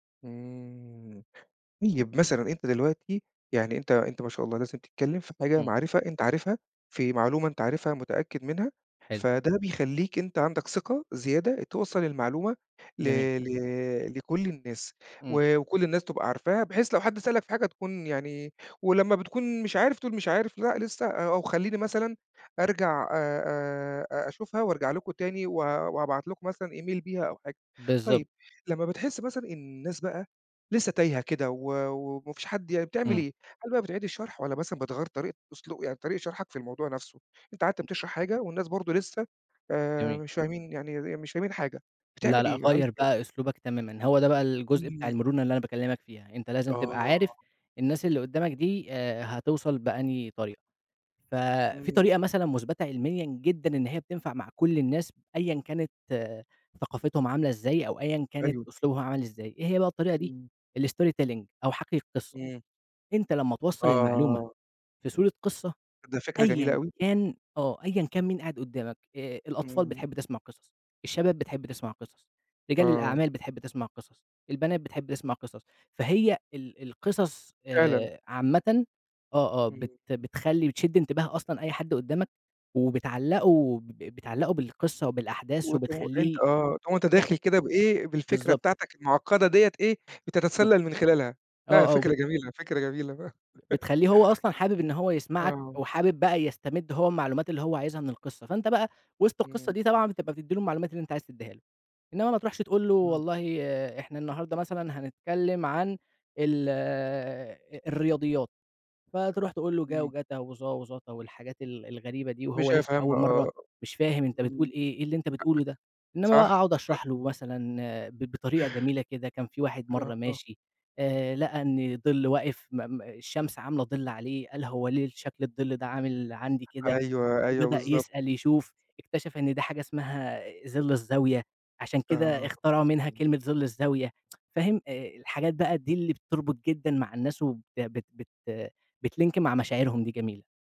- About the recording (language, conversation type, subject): Arabic, podcast, إزاي تشرح فكرة معقّدة بشكل بسيط؟
- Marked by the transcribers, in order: drawn out: "امم"; in English: "Email"; tapping; other background noise; in English: "الStory Telling"; drawn out: "آه"; giggle; unintelligible speech; in English: "بتlink"